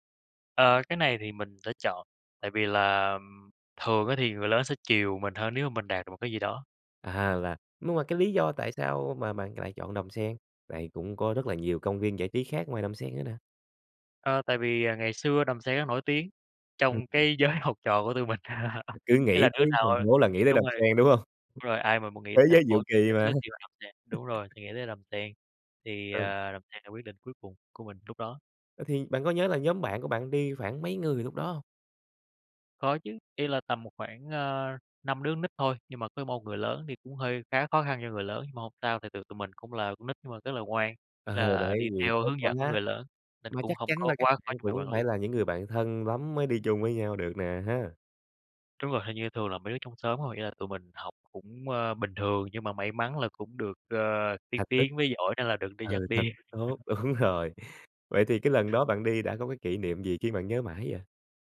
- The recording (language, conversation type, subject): Vietnamese, podcast, Bạn có kỷ niệm tuổi thơ nào khiến bạn nhớ mãi không?
- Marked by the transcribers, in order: tapping; laughing while speaking: "giới"; laugh; laugh; laughing while speaking: "đúng"; laugh; other background noise